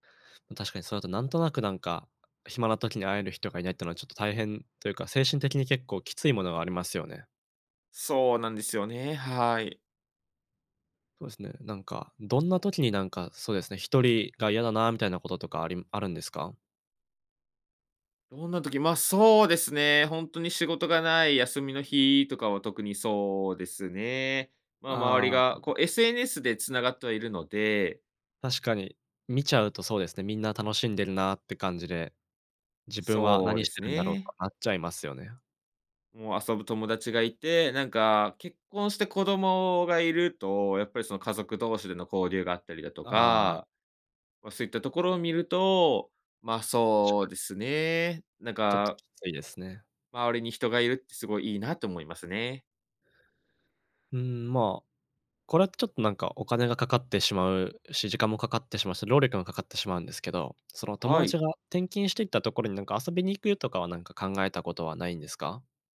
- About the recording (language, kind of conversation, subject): Japanese, advice, 趣味に取り組む時間や友人と過ごす時間が減って孤独を感じるのはなぜですか？
- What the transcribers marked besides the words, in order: other noise